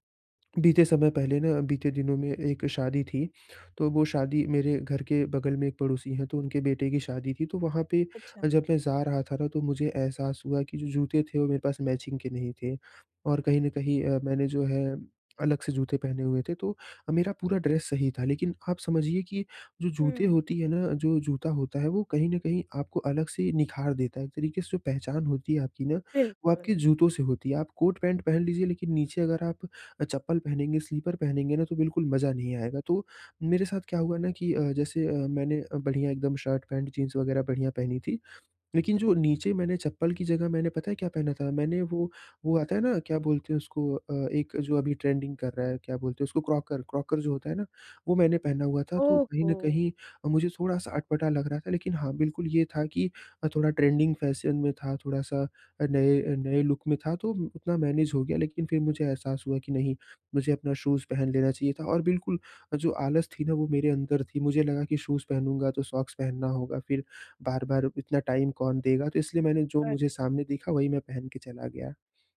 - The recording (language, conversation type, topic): Hindi, advice, कपड़े और स्टाइल चुनने में समस्या
- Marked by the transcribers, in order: in English: "मैचिंग"; in English: "ड्रेस"; in English: "ट्रेंडिंग"; in English: "ट्रेंडिंग फैशन"; in English: "मैनेज़"; in English: "शूज़"; in English: "शूज़"; in English: "सॉक्स"; in English: "टाइम"